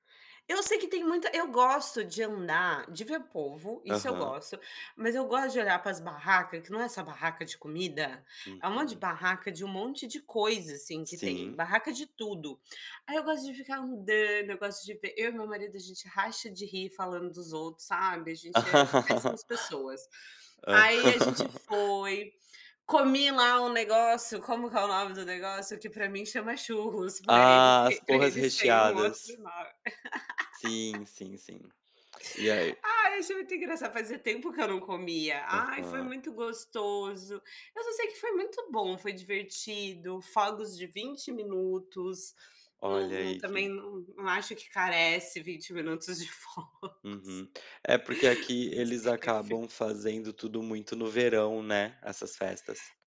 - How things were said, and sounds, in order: laugh; laugh; laugh; laughing while speaking: "fogos"; laugh; unintelligible speech
- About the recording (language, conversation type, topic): Portuguese, unstructured, Como você equilibra o trabalho e os momentos de lazer?